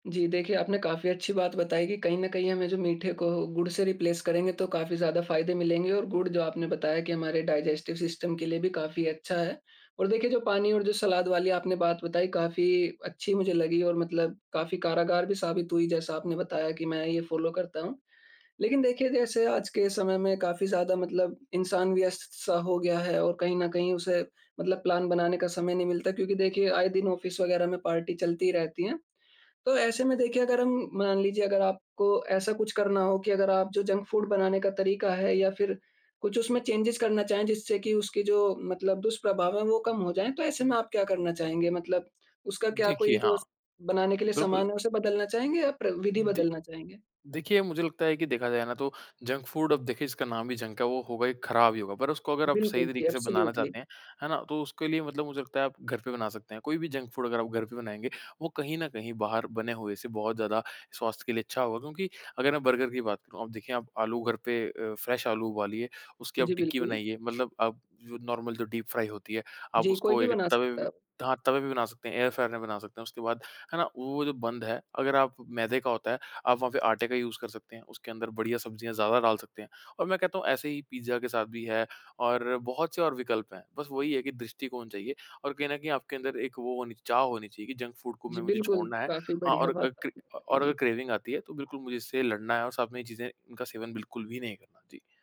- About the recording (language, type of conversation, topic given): Hindi, podcast, जंक फूड की लालसा आने पर आप क्या करते हैं?
- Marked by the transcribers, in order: in English: "रिप्लेस"; in English: "डाइजेस्टिव सिस्टम"; in English: "फ़ॉलो"; in English: "प्लान"; in English: "ऑफ़िस"; in English: "पार्टी"; in English: "जंक फूड"; in English: "चेंजेज़"; in English: "जंक फूड"; in English: "जंक"; in English: "एब्सोल्यूटली"; in English: "जंक फूड"; in English: "फ्रेश"; in English: "नॉर्मल"; in English: "डीप फ्राई"; in English: "यूज़"; in English: "जंक फूड"; in English: "क्रेविंग"